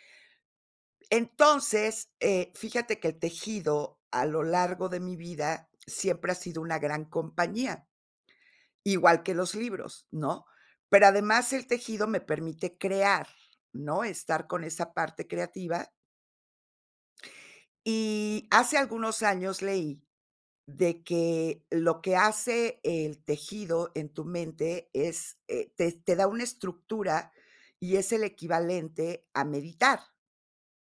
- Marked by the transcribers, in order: other background noise
- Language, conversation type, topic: Spanish, podcast, ¿Cómo encuentras tiempo para crear entre tus obligaciones?